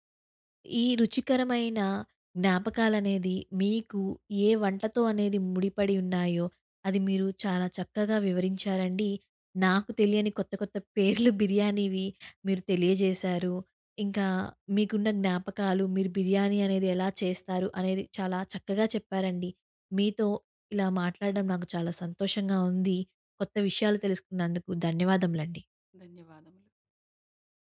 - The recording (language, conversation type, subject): Telugu, podcast, రుచికరమైన స్మృతులు ఏ వంటకంతో ముడిపడ్డాయి?
- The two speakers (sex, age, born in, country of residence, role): female, 20-24, India, India, host; female, 40-44, India, India, guest
- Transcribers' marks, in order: chuckle